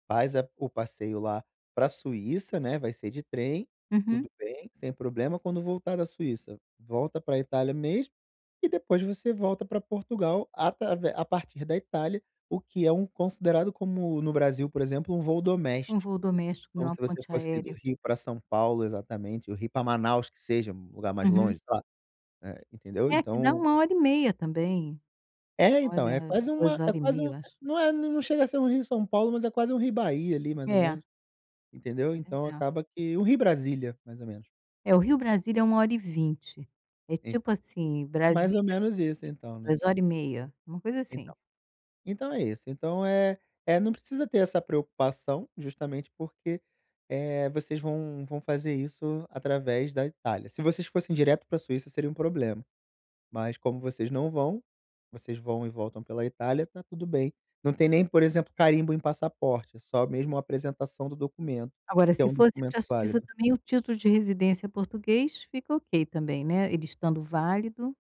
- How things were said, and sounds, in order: other background noise; tapping; unintelligible speech; unintelligible speech
- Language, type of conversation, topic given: Portuguese, advice, O que devo fazer quando acontece um imprevisto durante a viagem?